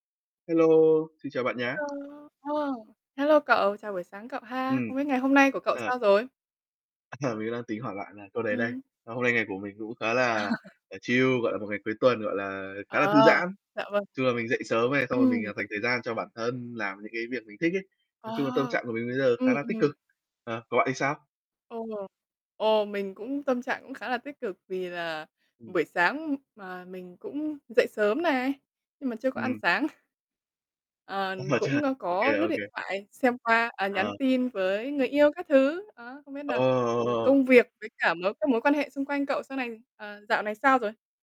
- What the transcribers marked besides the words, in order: static; tapping; laughing while speaking: "Ờ"; laugh; in English: "chill"; mechanical hum; other background noise; distorted speech; laughing while speaking: "Ờ"
- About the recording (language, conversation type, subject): Vietnamese, unstructured, Làm thế nào để biết khi nào nên kết thúc một mối quan hệ?